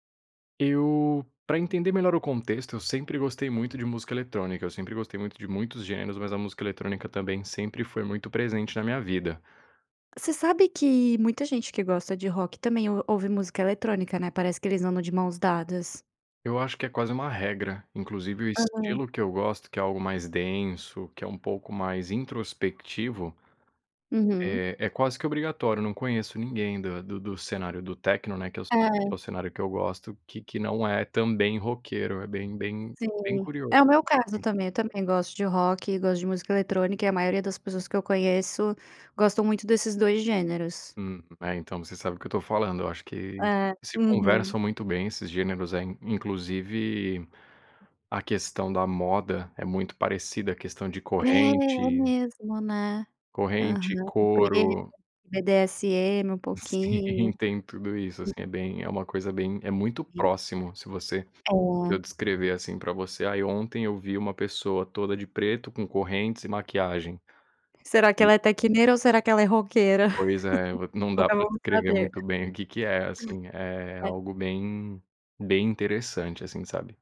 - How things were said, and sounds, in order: tapping; other background noise; laughing while speaking: "Sim"; unintelligible speech; chuckle
- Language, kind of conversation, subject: Portuguese, podcast, Como a música influenciou quem você é?